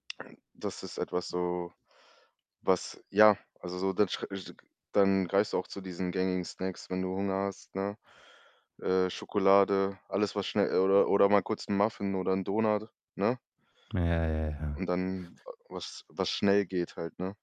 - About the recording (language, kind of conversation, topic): German, podcast, Welche Tricks nutzt du beim Einkaufen, um dich gesund zu ernähren?
- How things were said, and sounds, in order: other background noise; unintelligible speech